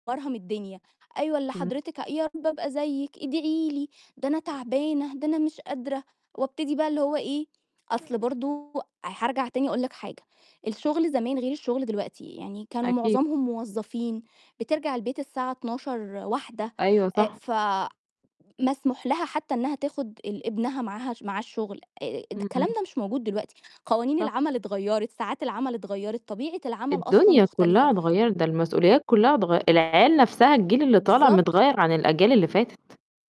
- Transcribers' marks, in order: distorted speech; tapping
- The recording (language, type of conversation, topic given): Arabic, podcast, إزاي تعرف إنك محتاج تطلب مساعدة؟